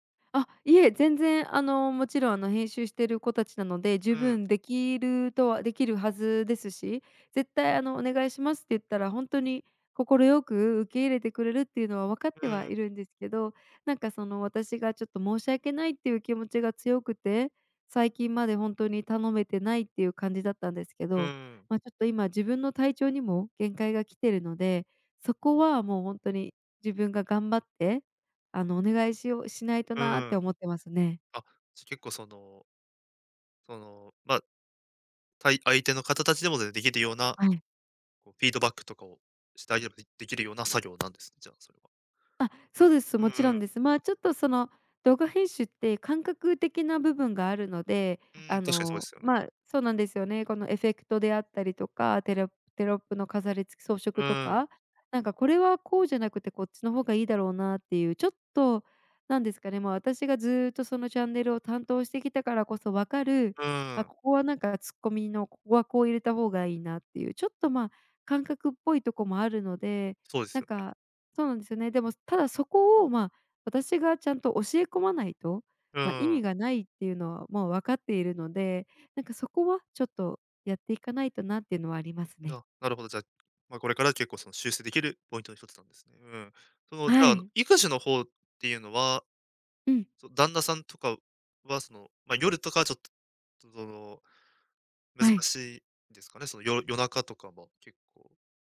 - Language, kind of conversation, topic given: Japanese, advice, 仕事と家事の両立で自己管理がうまくいかないときはどうすればよいですか？
- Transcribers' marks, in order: unintelligible speech; tapping